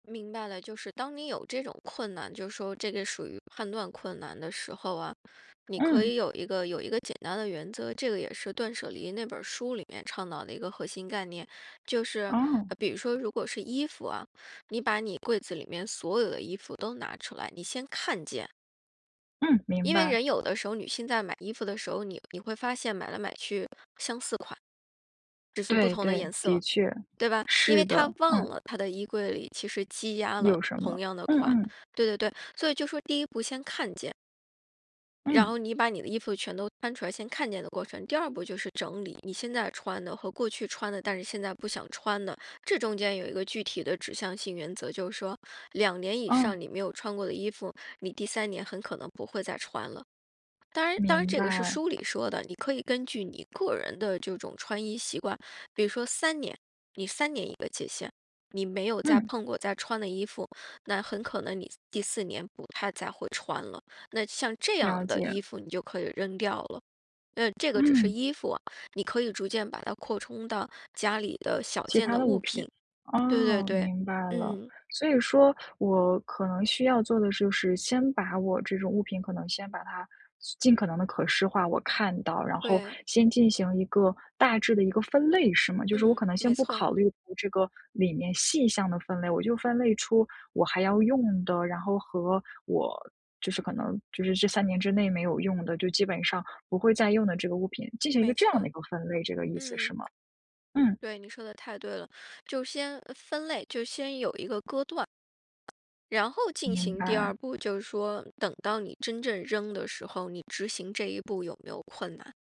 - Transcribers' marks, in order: other background noise; unintelligible speech
- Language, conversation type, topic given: Chinese, advice, 我该如何有效简化家中物品？